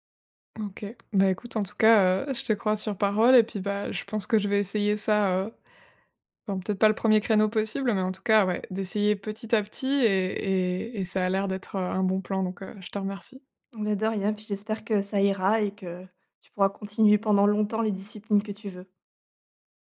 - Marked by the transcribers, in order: other background noise
- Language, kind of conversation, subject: French, advice, Comment surmonter ma peur d’échouer pour essayer un nouveau loisir ou un nouveau sport ?